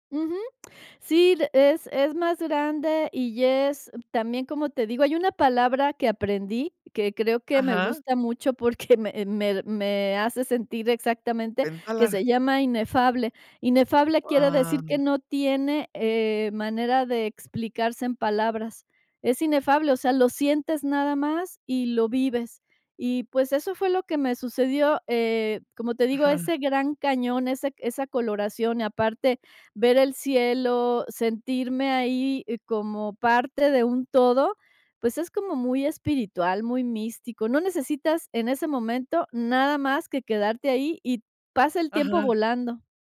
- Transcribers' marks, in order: surprised: "¡Guau!"; other noise
- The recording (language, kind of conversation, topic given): Spanish, podcast, ¿Me hablas de un lugar que te hizo sentir pequeño ante la naturaleza?